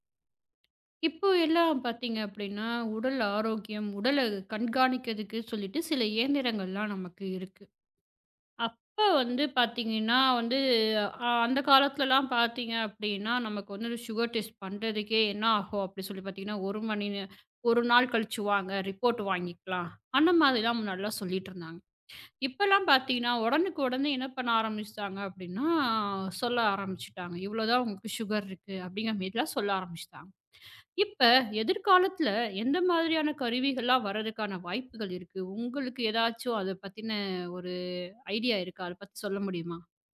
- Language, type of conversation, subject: Tamil, podcast, உடல்நலம் மற்றும் ஆரோக்கியக் கண்காணிப்பு கருவிகள் எதிர்காலத்தில் நமக்கு என்ன தரும்?
- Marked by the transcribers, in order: other background noise; tapping; in English: "சுகர் டெஸ்ட்"; other noise; in English: "ரிப்போர்ட்"; horn; in English: "சுகர்"